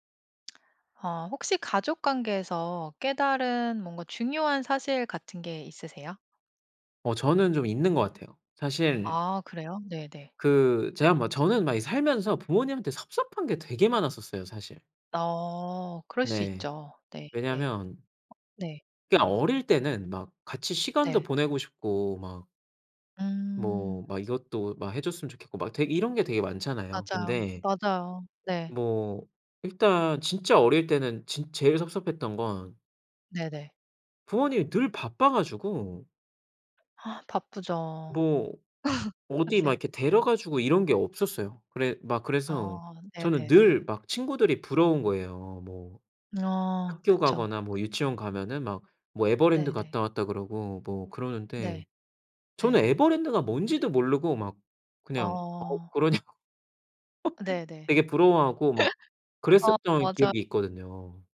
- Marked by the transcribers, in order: other background noise; laugh; tapping; laughing while speaking: "그러냐.고"; laugh
- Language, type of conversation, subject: Korean, podcast, 가족 관계에서 깨달은 중요한 사실이 있나요?